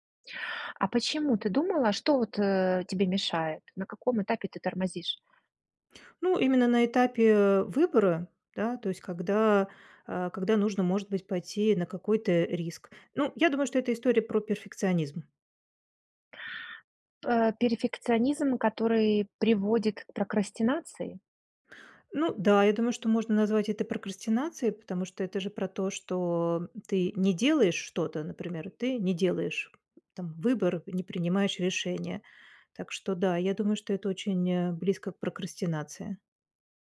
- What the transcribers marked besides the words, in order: other background noise; tapping
- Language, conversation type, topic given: Russian, podcast, Что помогает не сожалеть о сделанном выборе?